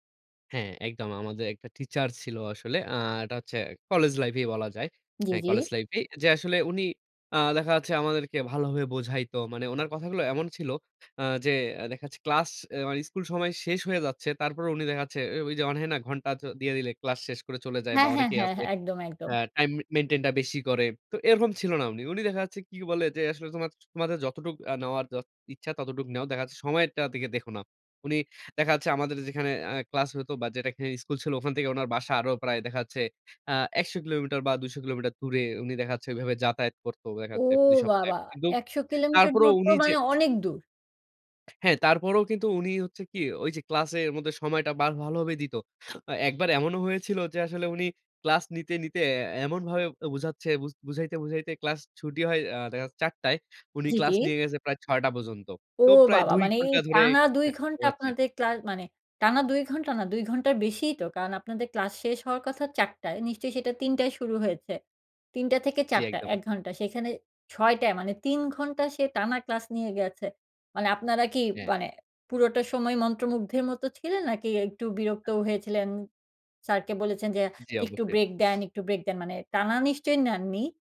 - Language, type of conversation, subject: Bengali, podcast, স্কুলজীবনের কিছু স্মৃতি আজও এত স্পষ্টভাবে মনে থাকে কেন?
- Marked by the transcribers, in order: other noise; other background noise